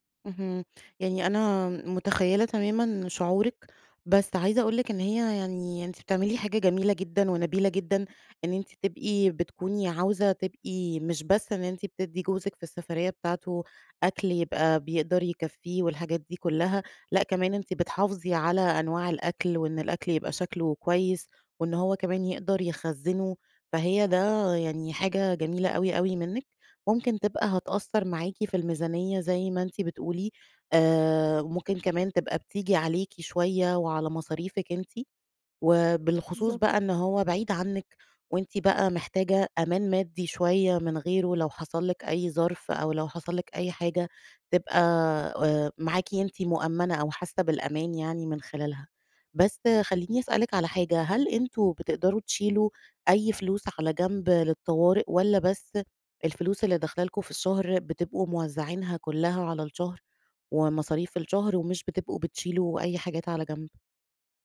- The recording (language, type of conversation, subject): Arabic, advice, إزاي أتعامل مع تقلبات مالية مفاجئة أو ضيقة في ميزانية البيت؟
- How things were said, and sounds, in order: none